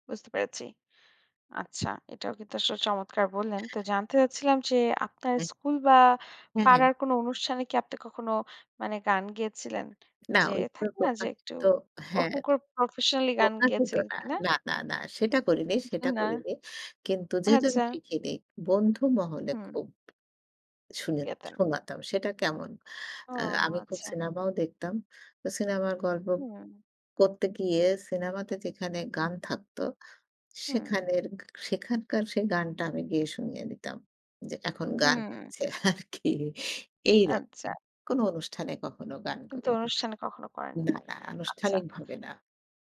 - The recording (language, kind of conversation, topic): Bengali, podcast, কোন গান শুনলে আপনার মনে হয় আপনি ছোটবেলায় ফিরে গেছেন?
- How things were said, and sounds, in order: tapping; laughing while speaking: "গান হচ্ছে আর কি"